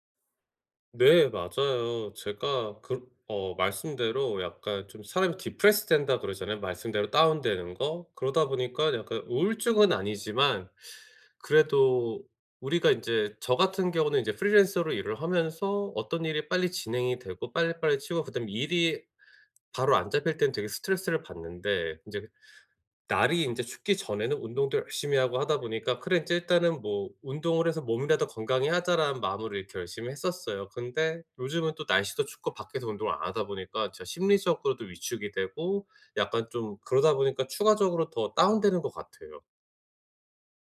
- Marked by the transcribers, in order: in English: "디프레스된다"
- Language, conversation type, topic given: Korean, advice, 피로 신호를 어떻게 알아차리고 예방할 수 있나요?